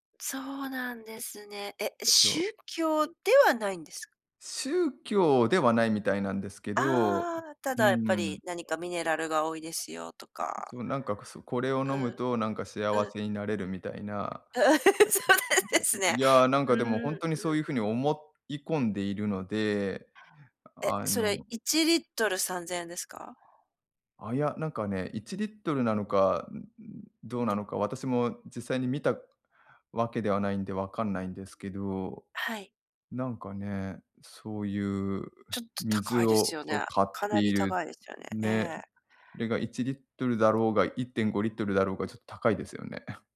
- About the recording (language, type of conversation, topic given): Japanese, advice, 家族の価値観と自分の考えが対立しているとき、大きな決断をどうすればよいですか？
- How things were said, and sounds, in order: laugh; laughing while speaking: "そうなんですね"; other background noise